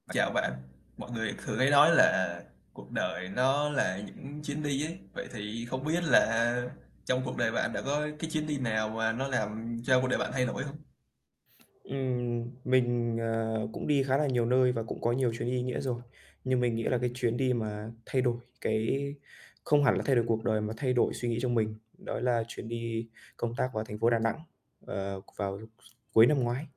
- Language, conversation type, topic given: Vietnamese, podcast, Bạn đã từng có chuyến đi nào khiến bạn thay đổi không?
- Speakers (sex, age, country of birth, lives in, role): male, 20-24, Vietnam, Vietnam, guest; male, 20-24, Vietnam, Vietnam, host
- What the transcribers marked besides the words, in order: static; other background noise; tapping